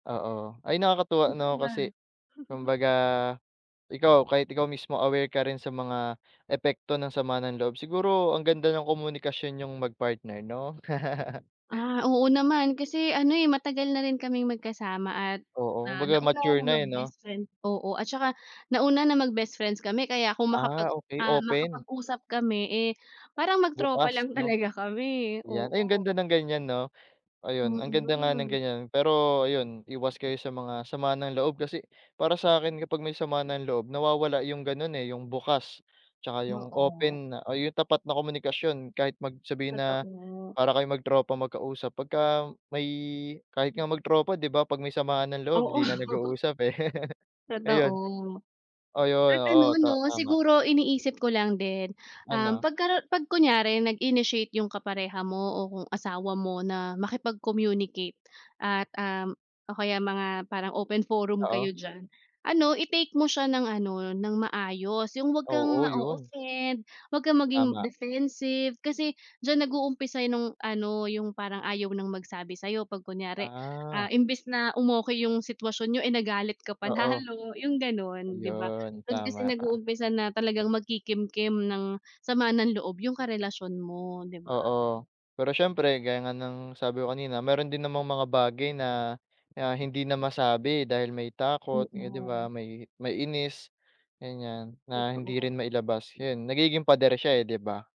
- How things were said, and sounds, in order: laugh; laugh; laughing while speaking: "Oo"; laugh
- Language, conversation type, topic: Filipino, unstructured, Ano ang epekto ng matagal na sama ng loob sa isang relasyon?